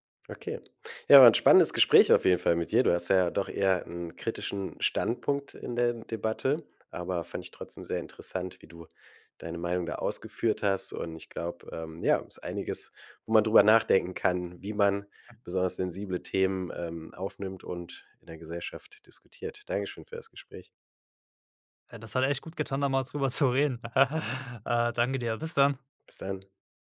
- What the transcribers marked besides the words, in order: tapping; other background noise; laughing while speaking: "zu reden"; chuckle
- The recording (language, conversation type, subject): German, podcast, Wie gehst du mit kultureller Aneignung um?